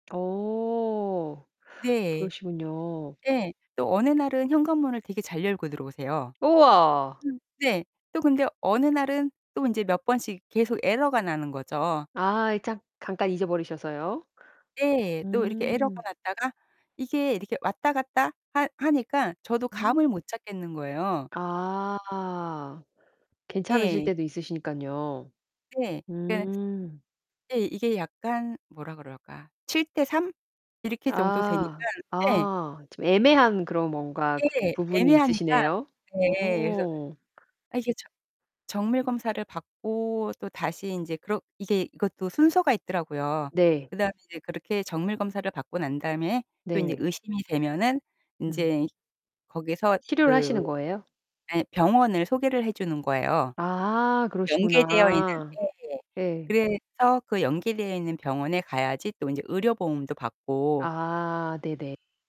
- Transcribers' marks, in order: tapping; distorted speech; other background noise
- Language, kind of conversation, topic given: Korean, podcast, 노부모를 돌볼 때 가장 신경 쓰이는 부분은 무엇인가요?